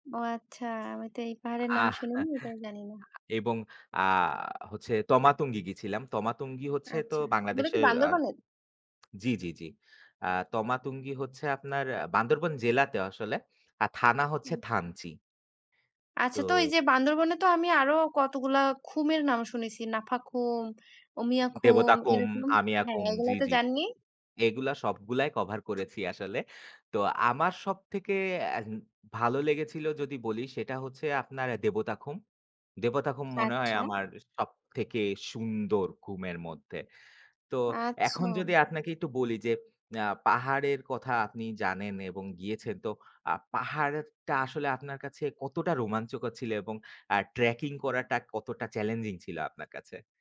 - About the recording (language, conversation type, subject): Bengali, unstructured, আপনি কোনটি বেশি পছন্দ করেন: পাহাড়ে ভ্রমণ নাকি সমুদ্র সৈকতে ভ্রমণ?
- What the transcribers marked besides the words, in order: tongue click; chuckle; tapping; lip smack; other background noise; horn; "খুম" said as "কুম"; "খুম" said as "কুম"; tongue click; wind; drawn out: "আচ্ছাম"; "আচ্ছা" said as "আচ্ছাম"; lip smack; alarm; in English: "trekking"